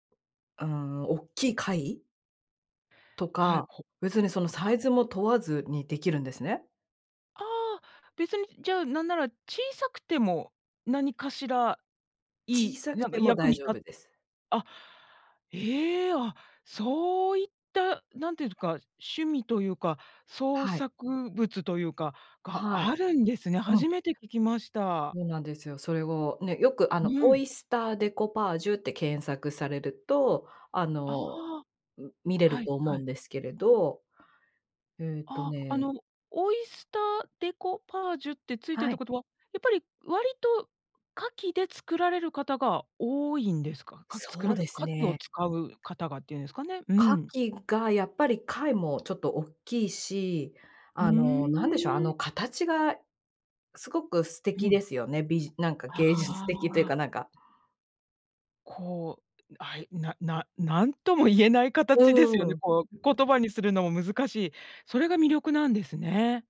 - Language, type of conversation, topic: Japanese, podcast, あなたの一番好きな創作系の趣味は何ですか？
- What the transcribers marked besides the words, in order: surprised: "ええ！"; in French: "デコパージュ"; in French: "デコパージュ"; other noise